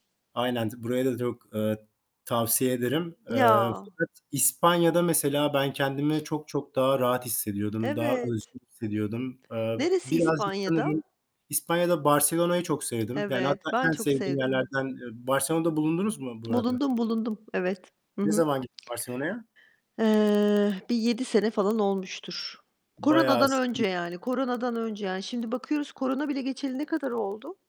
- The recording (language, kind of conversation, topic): Turkish, unstructured, Seyahat etmek sana ne hissettiriyor ve en unutulmaz tatilin hangisiydi?
- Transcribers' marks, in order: distorted speech; sniff; other background noise; tapping; unintelligible speech